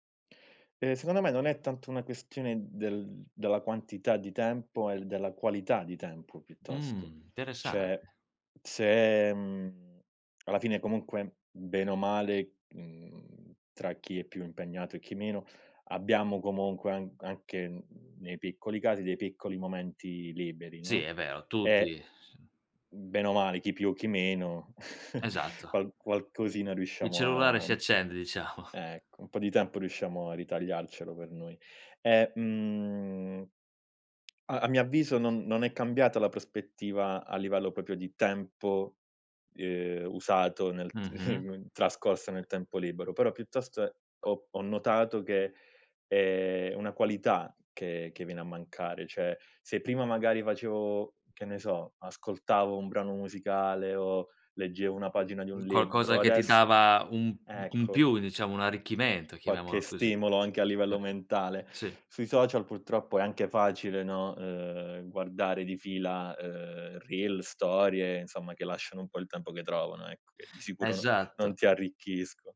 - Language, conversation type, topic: Italian, podcast, In che modo i social network influenzano il tuo tempo libero?
- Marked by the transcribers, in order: other background noise; "Cioè" said as "ceh"; tapping; chuckle; drawn out: "a"; laughing while speaking: "diciamo"; drawn out: "mhmm"; "proprio" said as "popio"; chuckle; "Cioè" said as "ceh"; unintelligible speech